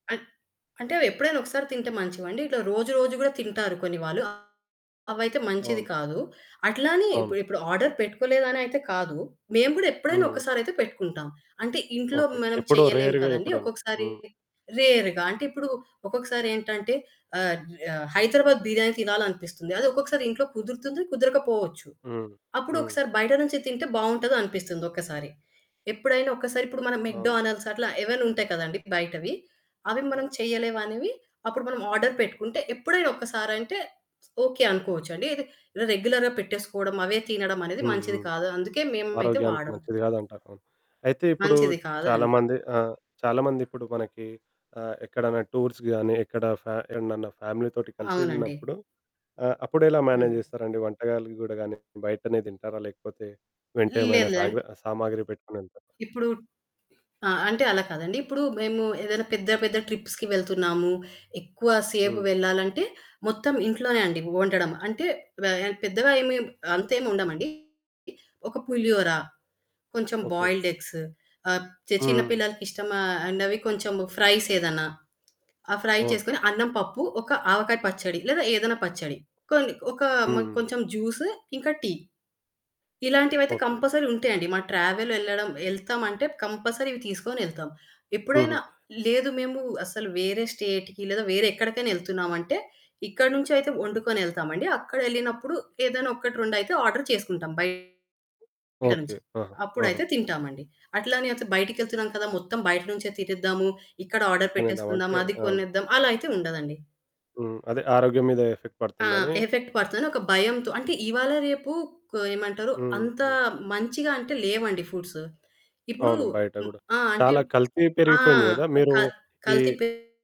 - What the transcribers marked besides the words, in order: static; distorted speech; in English: "ఆర్డర్"; other background noise; in English: "రేర్‌గా"; in English: "మెక్‌డొనాల్డ్స్"; in English: "ఆర్డర్"; lip smack; in English: "రె రెగ్యులర్‌గా"; in English: "టూర్స్‌కి"; in English: "ఫ్యామిలీ"; in English: "మేనేజ్"; in English: "ట్రిప్స్‌కి"; in English: "బాయిల్డ్ ఎగ్స్"; tapping; in English: "ఫ్రై"; in English: "కంపల్సరీ"; in English: "ట్రావెల్"; in English: "కంపల్సరీ"; in English: "స్టేట్‌కి"; in English: "ఆర్డర్"; in English: "ఆర్డర్"; in English: "ఎఫెక్ట్"; in English: "ఎఫెక్ట్"; in English: "ఫుడ్స్"
- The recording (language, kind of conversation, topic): Telugu, podcast, వంటను పంచుకునేటప్పుడు అందరి ఆహార అలవాట్ల భిన్నతలను మీరు ఎలా గౌరవిస్తారు?